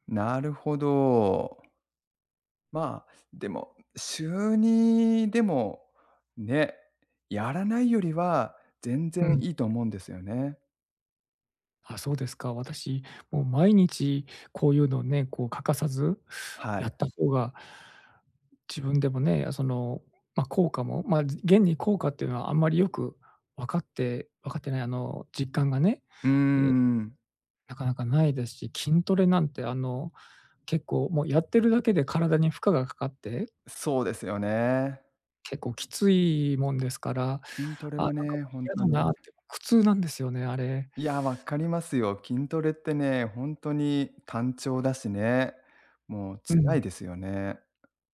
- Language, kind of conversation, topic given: Japanese, advice, 運動を続けられず気持ちが沈む
- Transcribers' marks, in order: tapping